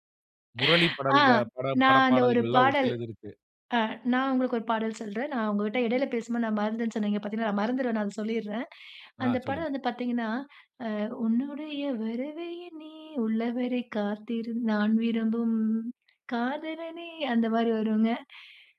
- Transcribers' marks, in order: singing: "உன்னுடைய வரவை எண்ணி உள்ளவரை காத்திரு, நான் விரும்பும் காதலனே"
- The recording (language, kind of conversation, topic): Tamil, podcast, சினிமா பாடல்கள் உங்கள் இசை அடையாளத்தை எப்படிச் மாற்றின?